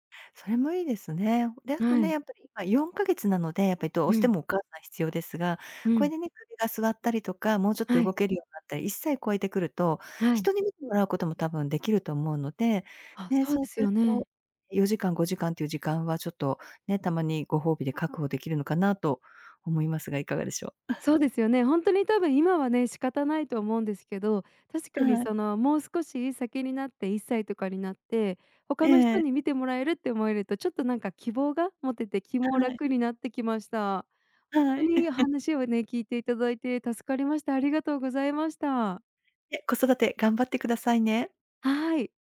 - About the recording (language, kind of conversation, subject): Japanese, advice, 家事や育児で自分の時間が持てないことについて、どのように感じていますか？
- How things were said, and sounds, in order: chuckle; chuckle